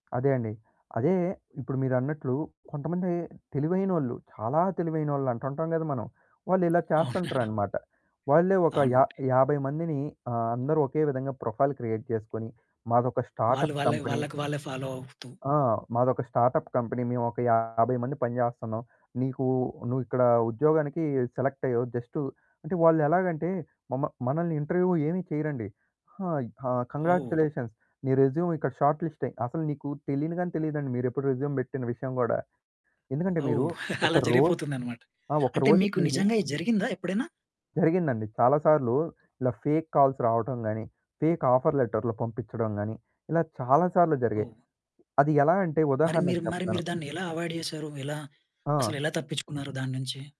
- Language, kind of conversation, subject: Telugu, podcast, నెట్‌వర్కింగ్ కార్యక్రమంలో మీరు సంభాషణను ఎలా ప్రారంభిస్తారు?
- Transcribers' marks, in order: other background noise; laughing while speaking: "అవునా"; in English: "ప్రొఫైల్ క్రియేట్"; in English: "స్టార్టప్ కంపెనీ"; in English: "ఫాలో"; in English: "స్టార్టప్ కంపెనీ"; in English: "సెలెక్ట్"; in English: "జస్ట్"; in English: "ఇంటర్వ్యూ"; in English: "హాయ్!"; in English: "కాంగ్రాచ్యులేషన్స్"; in English: "రెస్యూమ్"; in English: "షార్ట్‌లిస్ట్"; in English: "రెస్యూమ్"; laughing while speaking: "అలా జరిగిపోతుందనమాట"; in English: "ఫేక్ కాల్స్"; in English: "ఫేక్ ఆఫర్"; tapping; in English: "అవాయిడ్"